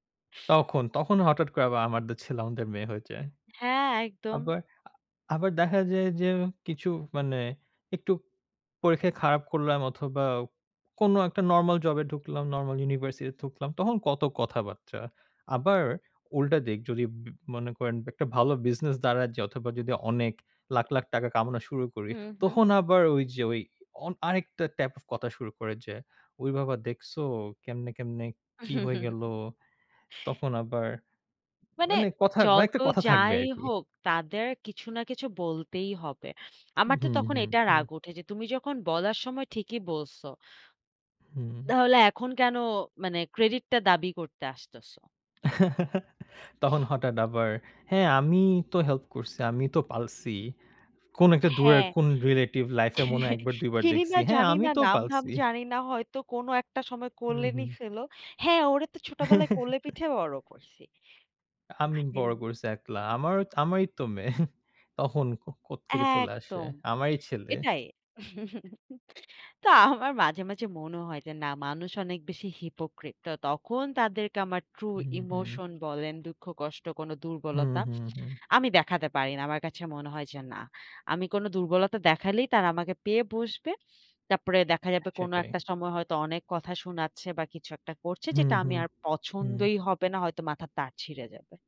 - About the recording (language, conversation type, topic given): Bengali, unstructured, শোকের সময় আপনি নিজেকে কীভাবে সান্ত্বনা দেন?
- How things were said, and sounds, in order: "টাইপ" said as "টাইফ"; chuckle; tapping; chuckle; chuckle; chuckle; scoff; other background noise; chuckle; in English: "হিপোক্রিট"; in English: "ট্রু ইমোশন"